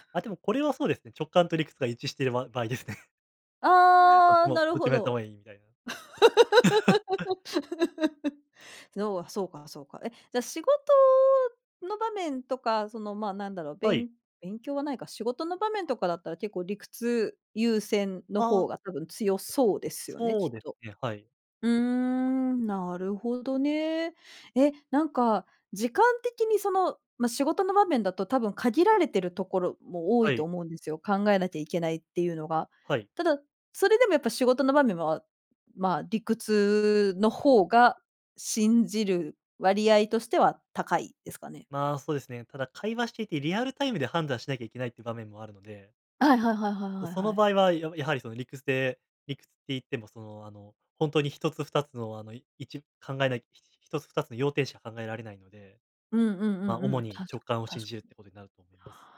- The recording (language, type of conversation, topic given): Japanese, podcast, 直感と理屈、どちらを信じますか？
- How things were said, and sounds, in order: chuckle; laugh; laugh